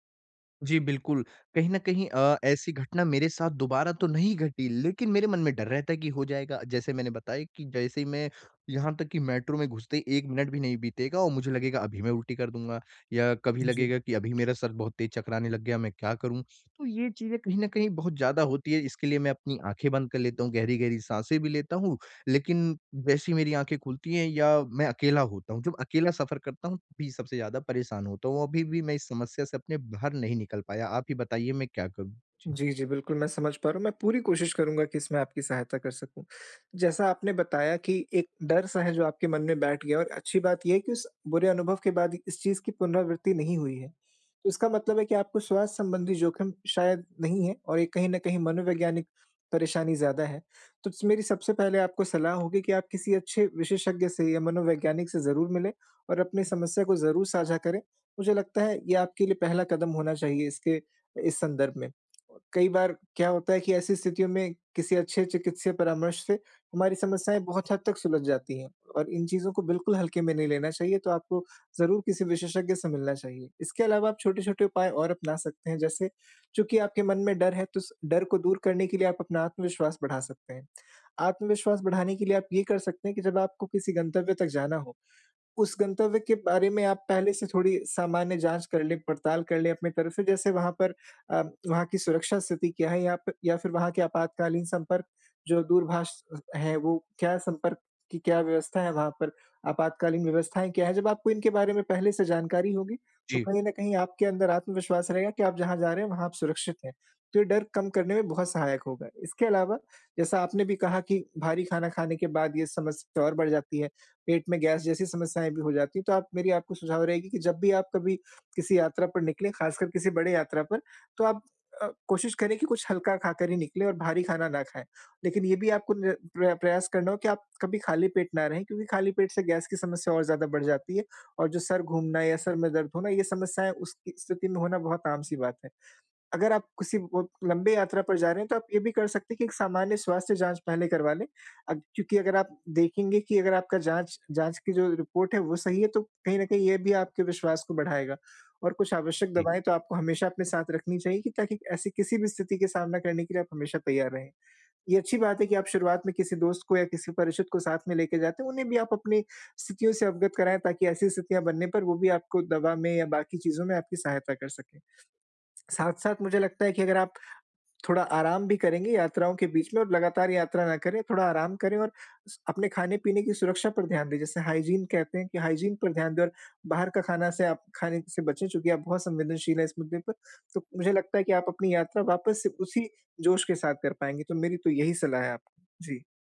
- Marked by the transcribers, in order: other background noise; in English: "हाइजीन"; in English: "हाइजीन"
- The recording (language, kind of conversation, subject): Hindi, advice, यात्रा के दौरान मैं अपनी सुरक्षा और स्वास्थ्य कैसे सुनिश्चित करूँ?